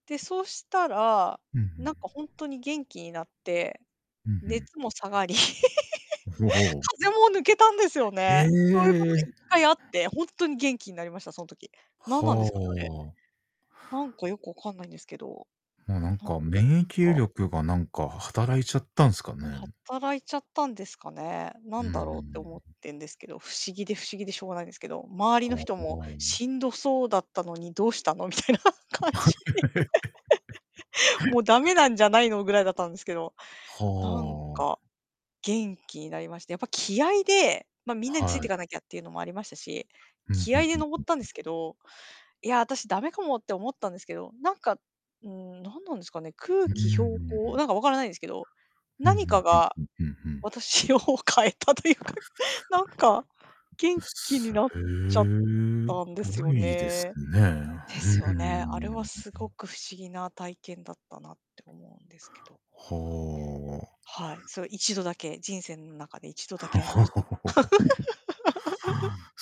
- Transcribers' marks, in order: laugh; distorted speech; unintelligible speech; laugh; laughing while speaking: "みたいな感じで"; laughing while speaking: "私を変えたというか、なんか"; chuckle; laugh
- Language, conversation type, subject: Japanese, unstructured, 疲れているのに運動をサボってしまうことについて、どう思いますか？